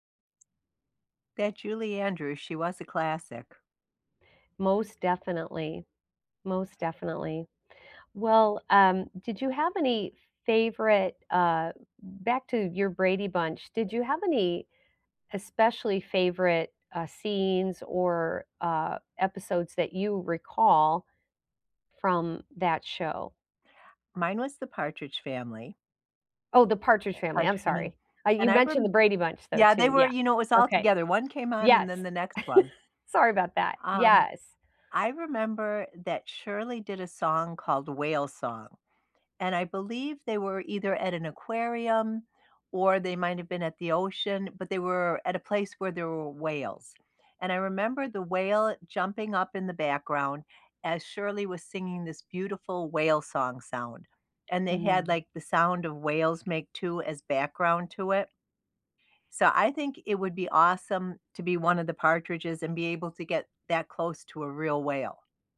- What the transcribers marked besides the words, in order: chuckle; other background noise
- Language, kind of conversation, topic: English, unstructured, If you could cameo in any series, which show, exact episode, and role would you choose—and why?
- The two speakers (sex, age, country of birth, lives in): female, 65-69, United States, United States; female, 65-69, United States, United States